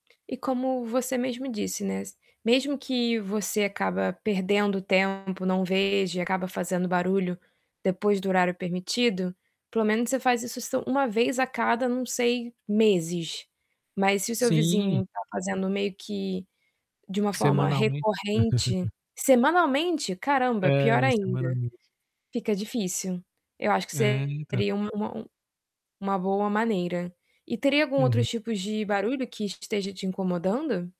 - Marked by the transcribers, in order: distorted speech; chuckle
- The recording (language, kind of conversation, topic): Portuguese, advice, Como posso ler e ouvir sem ser interrompido com tanta frequência?